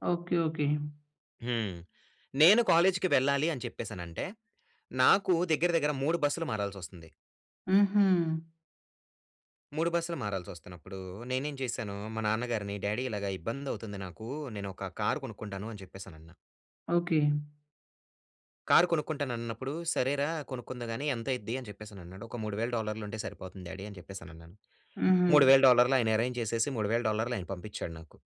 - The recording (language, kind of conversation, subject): Telugu, podcast, విదేశీ నగరంలో భాష తెలియకుండా తప్పిపోయిన అనుభవం ఏంటి?
- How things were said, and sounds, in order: in English: "కాలేజ్‌కి"; in English: "డ్యాడీ"; in English: "డ్యాడీ"; in English: "అరేంజ్"